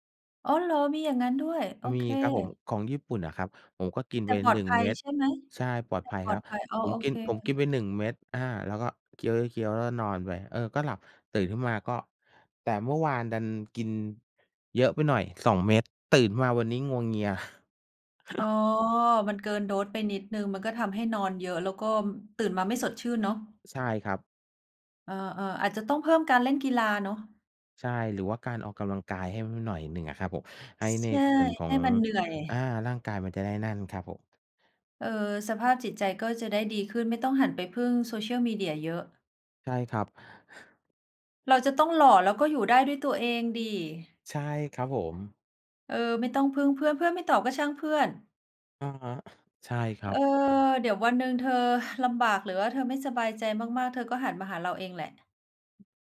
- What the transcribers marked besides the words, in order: chuckle; other background noise; exhale
- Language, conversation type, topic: Thai, unstructured, คุณเคยรู้สึกเหงาหรือเศร้าจากการใช้โซเชียลมีเดียไหม?